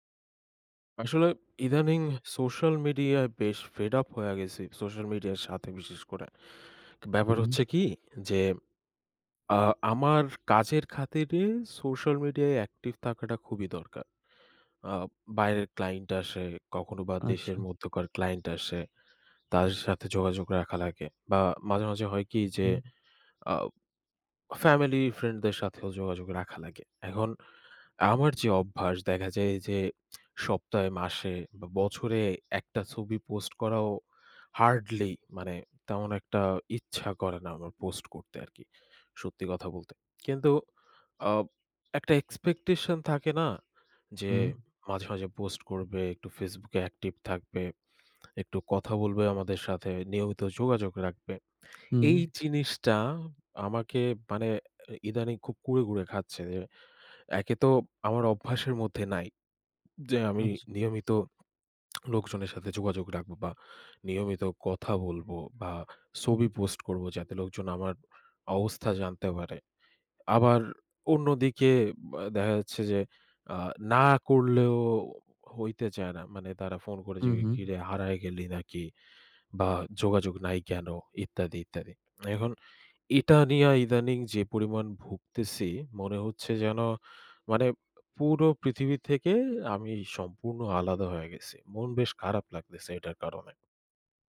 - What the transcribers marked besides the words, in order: tapping; other background noise; lip smack; lip smack; lip smack; lip smack; tongue click; lip smack
- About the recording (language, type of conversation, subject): Bengali, advice, সোশ্যাল মিডিয়ায় ‘পারফেক্ট’ ইমেজ বজায় রাখার চাপ